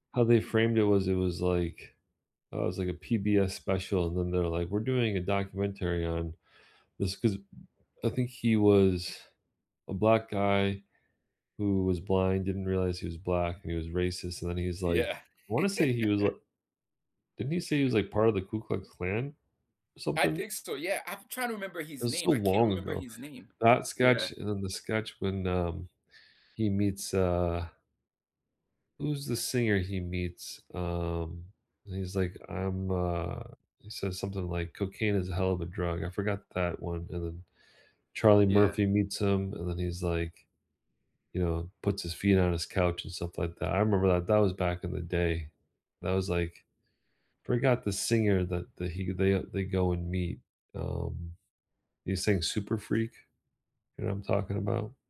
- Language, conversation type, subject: English, unstructured, Which comedy special made you laugh for days?
- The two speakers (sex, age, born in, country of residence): male, 40-44, South Korea, United States; male, 45-49, United States, United States
- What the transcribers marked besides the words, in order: laugh